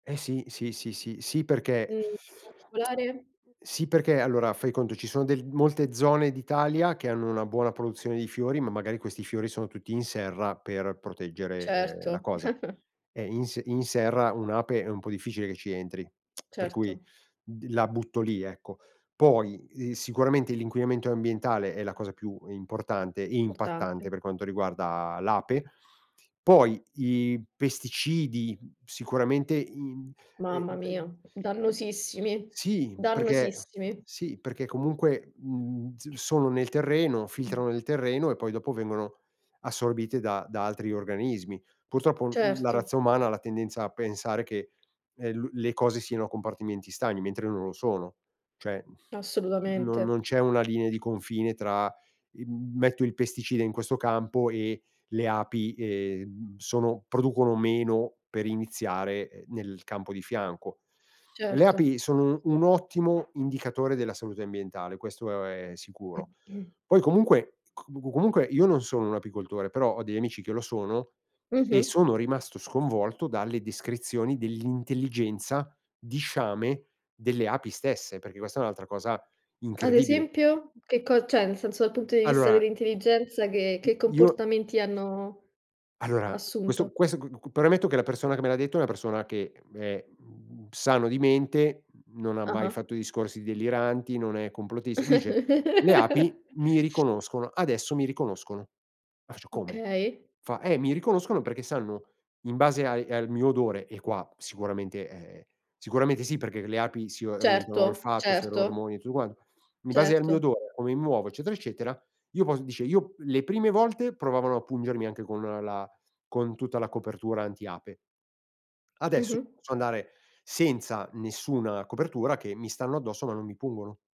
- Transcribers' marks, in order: chuckle; tsk; tapping; other background noise; "Cioè" said as "ceh"; throat clearing; "cioè" said as "ceh"; giggle
- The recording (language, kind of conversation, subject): Italian, podcast, Perché, secondo te, le api sono così importanti?